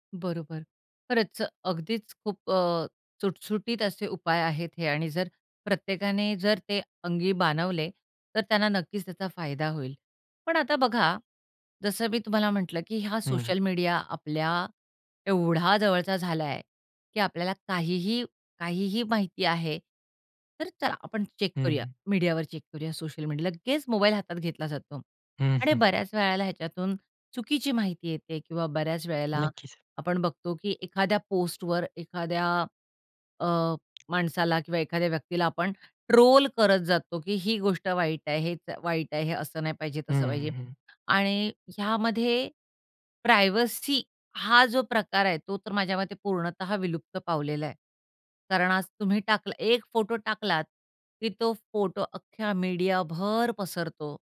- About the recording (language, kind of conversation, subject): Marathi, podcast, सोशल मीडियाने तुमच्या दैनंदिन आयुष्यात कोणते बदल घडवले आहेत?
- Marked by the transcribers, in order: "सुटसुटीत" said as "चुटसुटीत"; in English: "चेक"; in English: "चेक"; chuckle; other background noise; in English: "प्रायव्हसी"